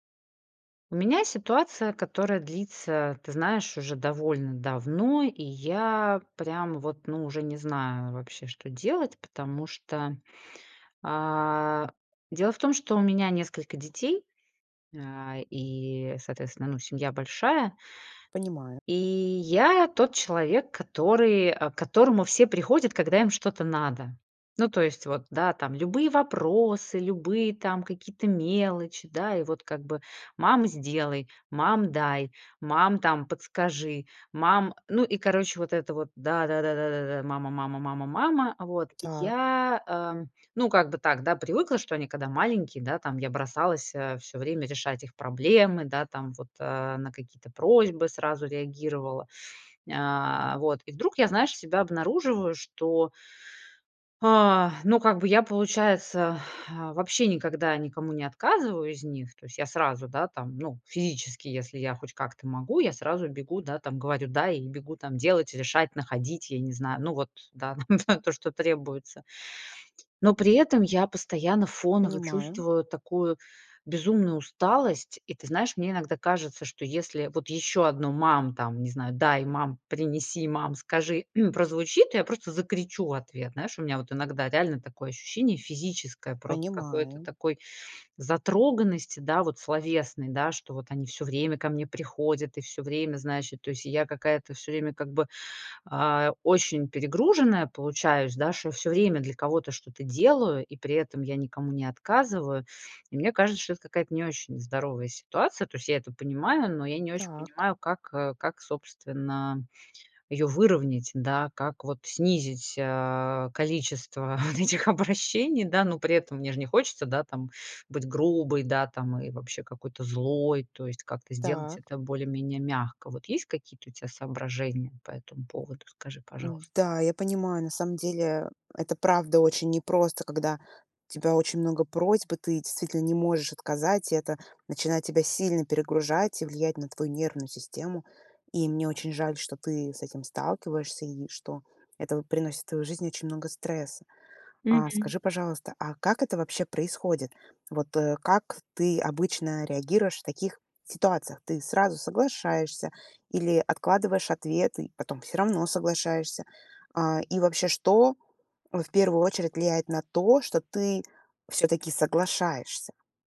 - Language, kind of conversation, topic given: Russian, advice, Как научиться говорить «нет», чтобы не перегружаться чужими просьбами?
- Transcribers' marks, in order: tapping; other background noise; exhale; laughing while speaking: "да то"; throat clearing; laughing while speaking: "вот этих обращений"